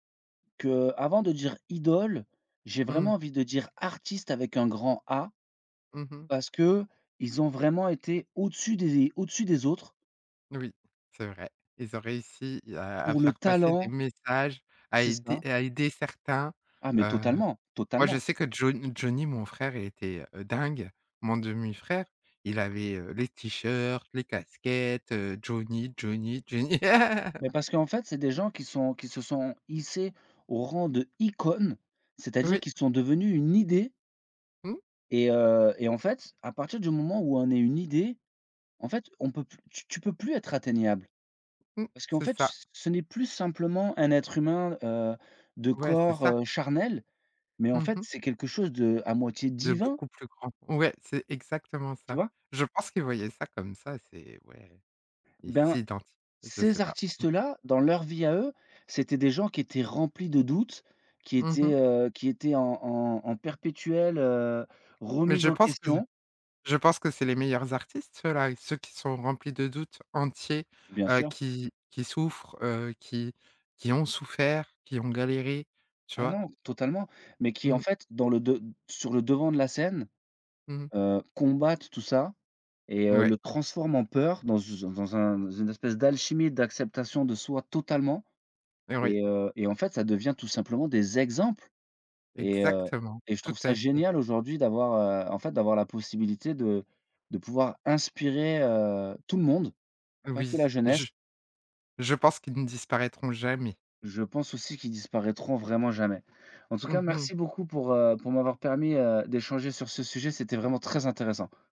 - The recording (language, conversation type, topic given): French, podcast, Quelle playlist partagée t’a fait découvrir un artiste ?
- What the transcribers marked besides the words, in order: laugh; stressed: "d'icône"; stressed: "totalement"; stressed: "exemples"